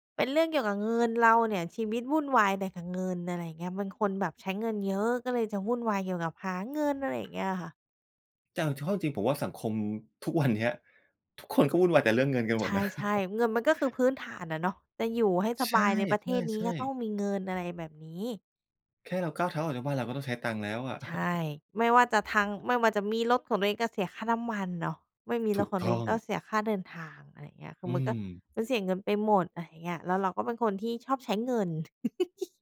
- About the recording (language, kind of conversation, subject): Thai, podcast, คุณมีหลักง่ายๆ อะไรที่ใช้ตัดสินใจเรื่องระยะยาวบ้าง?
- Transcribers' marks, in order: chuckle; chuckle; other background noise; tapping; giggle